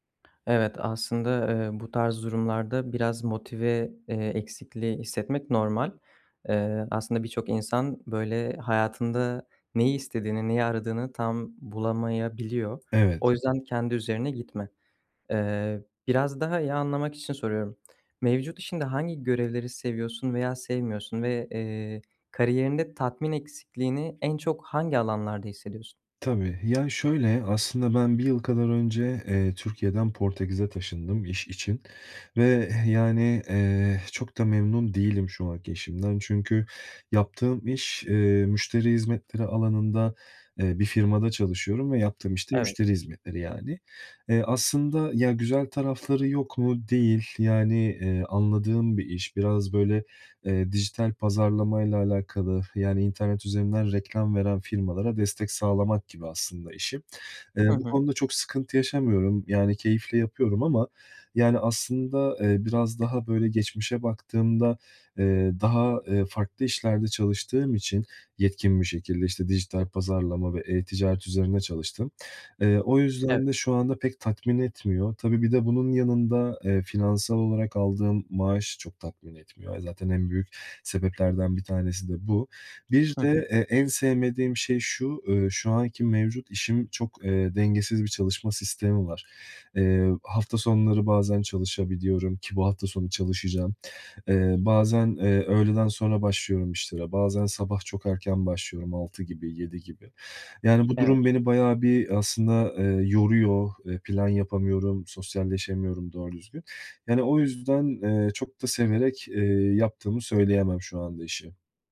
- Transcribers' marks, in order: lip smack; other background noise
- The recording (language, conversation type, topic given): Turkish, advice, Kariyerimde tatmin bulamıyorsam tutku ve amacımı nasıl keşfedebilirim?
- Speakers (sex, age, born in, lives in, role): male, 20-24, Turkey, Netherlands, advisor; male, 30-34, Turkey, Portugal, user